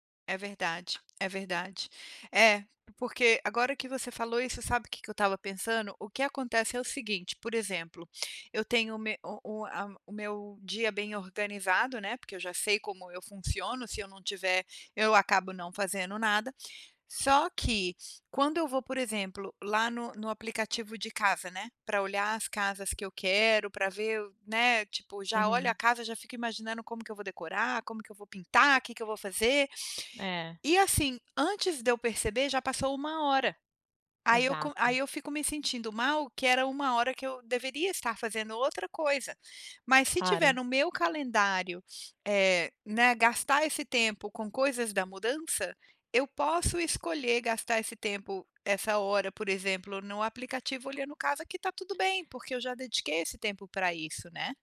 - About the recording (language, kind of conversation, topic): Portuguese, advice, Como posso me concentrar quando minha mente está muito agitada?
- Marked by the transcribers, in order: tapping